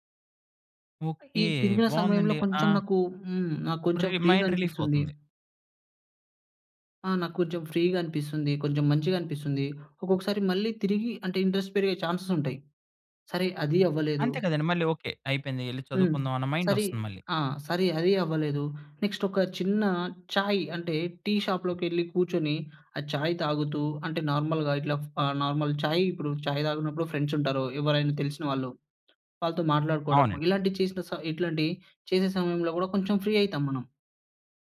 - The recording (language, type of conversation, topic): Telugu, podcast, పనిపై దృష్టి నిలబెట్టుకునేందుకు మీరు పాటించే రోజువారీ రొటీన్ ఏమిటి?
- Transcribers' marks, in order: other background noise; in English: "మైండ్"; in English: "ఇంట్రెస్ట్"; in English: "నెక్స్ట్"; in English: "నార్మల్‌గా"; in English: "నార్మల్"; in English: "ఫ్రీ"